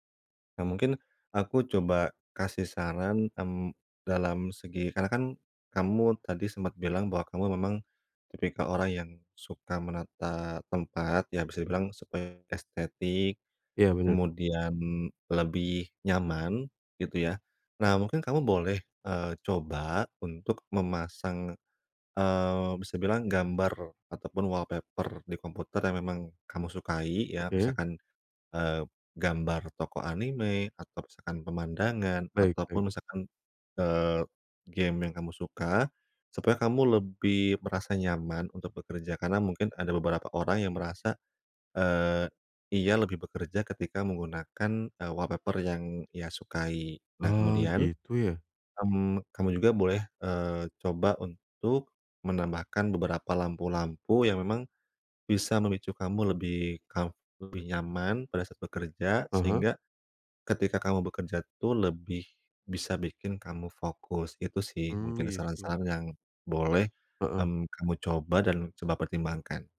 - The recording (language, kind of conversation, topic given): Indonesian, advice, Bagaimana cara mengubah pemandangan dan suasana kerja untuk memicu ide baru?
- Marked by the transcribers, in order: in English: "game"